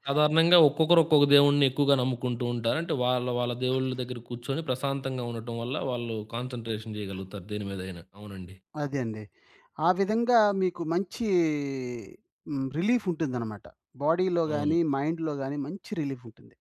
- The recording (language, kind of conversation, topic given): Telugu, podcast, ఒక్క నిమిషం ధ్యానం చేయడం మీకు ఏ విధంగా సహాయపడుతుంది?
- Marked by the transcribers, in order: other background noise; in English: "కాన్సంట్రేషన్"; drawn out: "మంచీ"; in English: "బాడీ‌లో"; in English: "మైండ్‌లో"